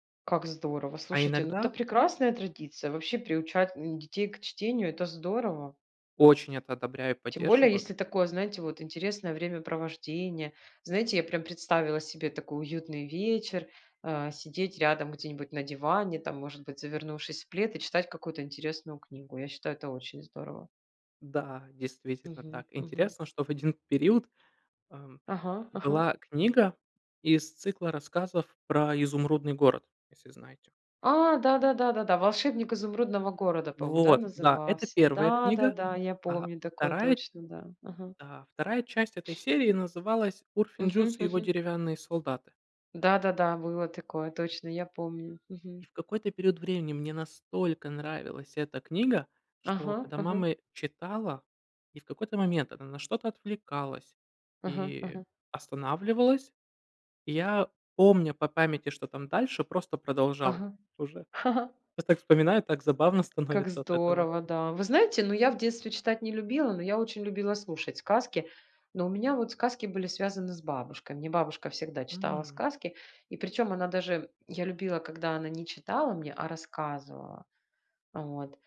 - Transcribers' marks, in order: other background noise; laugh; laughing while speaking: "становится"; tapping
- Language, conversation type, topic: Russian, unstructured, Какая традиция из твоего детства тебе запомнилась больше всего?